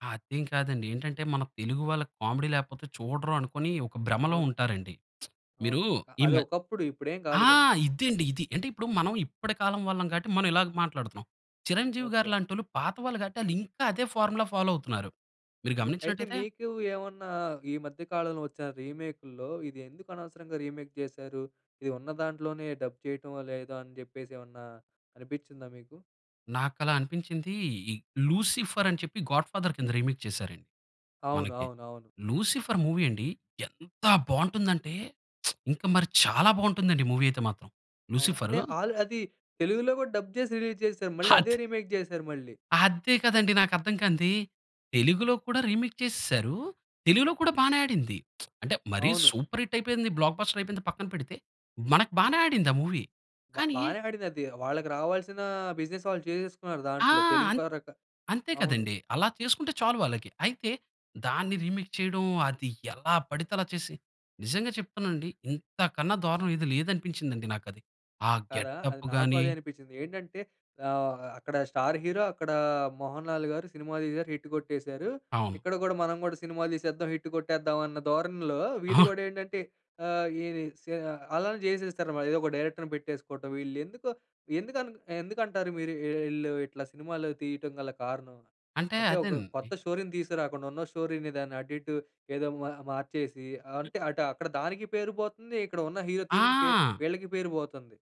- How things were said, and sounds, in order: in English: "కామెడీ"; lip smack; joyful: "ఆ! ఇదే అండి, ఇది"; in English: "ఫార్ములా ఫాలో"; in English: "రీమేక్"; in English: "డబ్"; in English: "లూసిఫర్"; in English: "గాడ్ ఫాదర్"; in English: "రీమేక్"; in English: "మూవీ"; lip smack; in English: "మూవీ"; in English: "డబ్"; in English: "రిలీజ్"; in English: "రీమేక్"; in English: "రీమేక్"; lip smack; in English: "సూపర్ హిట్"; in English: "బ్లాక్ బస్టర్"; in English: "మూవీ"; in English: "బిజినెస్"; in English: "రీమేక్"; in English: "స్టార్ హీరో"; in English: "హిట్"; in English: "హిట్"; in English: "డైరెక్టర్‌ని"; in English: "స్టోరీని"; in English: "స్టోరీని"; other background noise; in English: "హీరో"
- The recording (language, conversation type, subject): Telugu, podcast, సినిమా రీమేక్స్ అవసరమా లేక అసలే మేలేనా?